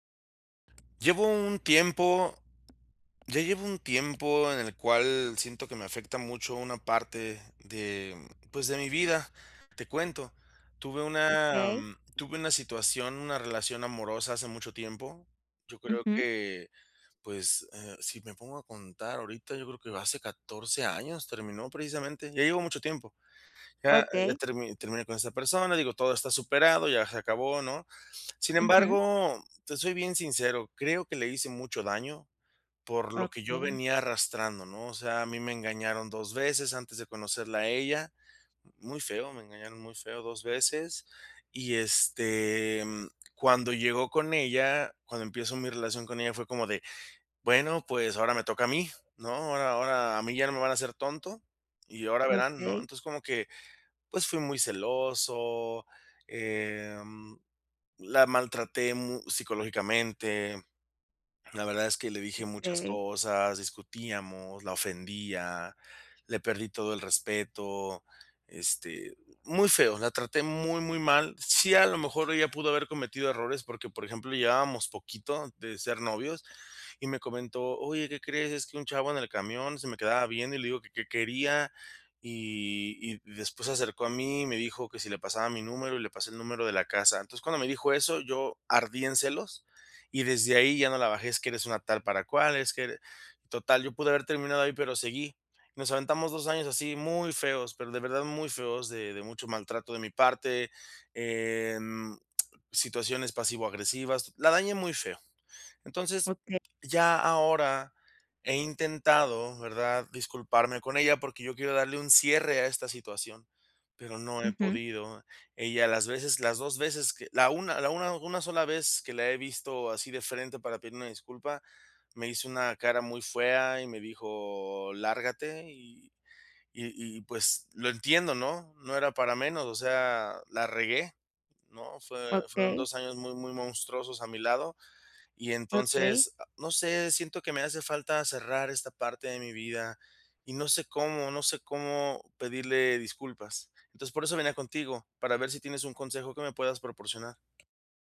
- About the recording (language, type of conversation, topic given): Spanish, advice, ¿Cómo puedo pedir disculpas de forma sincera y asumir la responsabilidad?
- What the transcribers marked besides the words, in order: other background noise; tapping